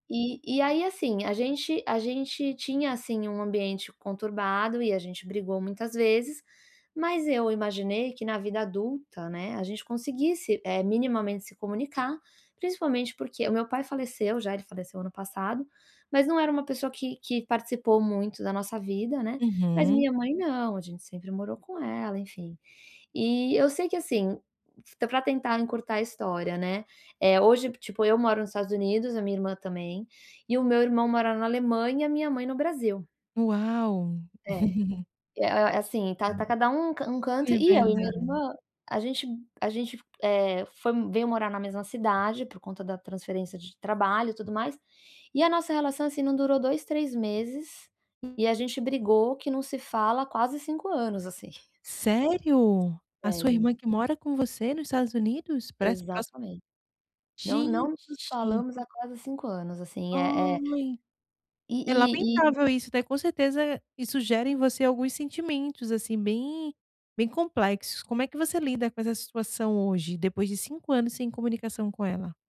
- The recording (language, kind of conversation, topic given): Portuguese, advice, Como posso melhorar a comunicação e reduzir as brigas entre meus irmãos em casa?
- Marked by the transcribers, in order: laugh; other background noise; surprised: "Sério?"